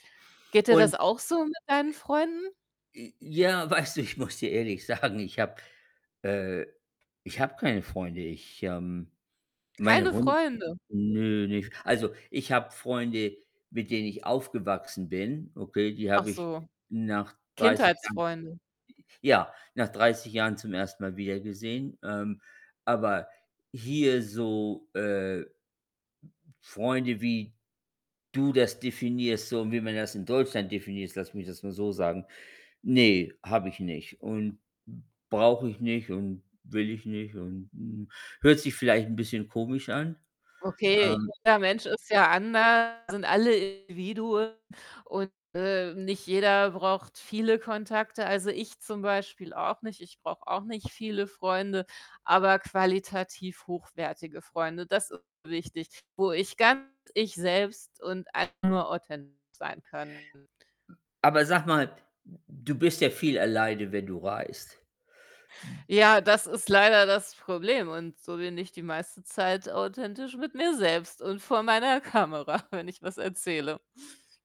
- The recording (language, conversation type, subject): German, unstructured, In welchen Situationen fühlst du dich am authentischsten?
- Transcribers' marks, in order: laughing while speaking: "weißt du, ich muss dir"; laughing while speaking: "sagen"; other background noise; distorted speech; static; other noise; laughing while speaking: "Kamera, wenn ich was"